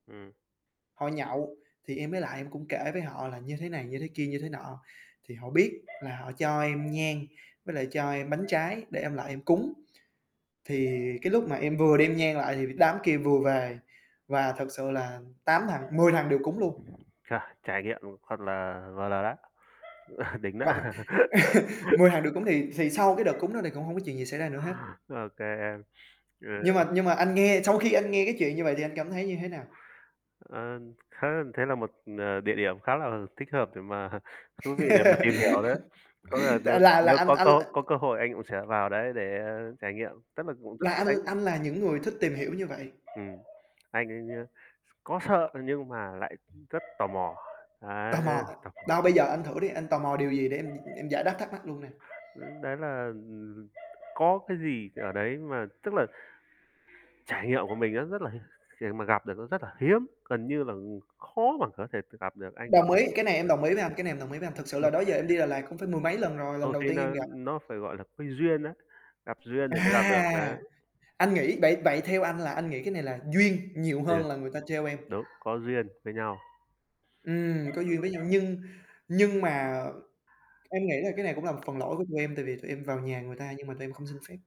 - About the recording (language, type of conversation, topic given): Vietnamese, unstructured, Bạn đã từng có trải nghiệm bất ngờ nào khi đi du lịch không?
- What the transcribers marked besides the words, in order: dog barking; wind; laugh; chuckle; laugh; tapping; unintelligible speech; chuckle; laugh; other background noise; unintelligible speech; distorted speech; unintelligible speech; unintelligible speech; static